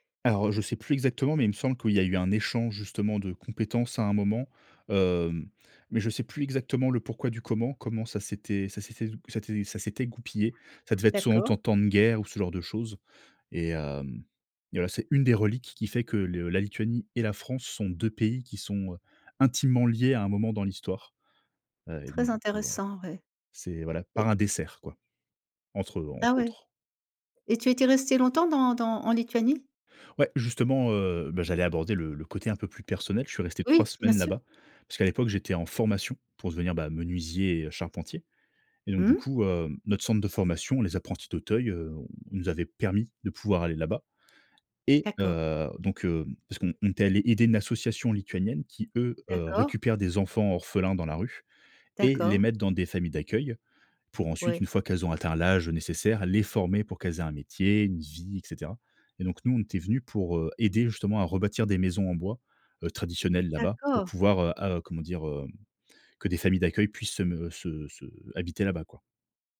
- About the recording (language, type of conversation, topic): French, podcast, Quel plat découvert en voyage raconte une histoire selon toi ?
- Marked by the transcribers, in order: unintelligible speech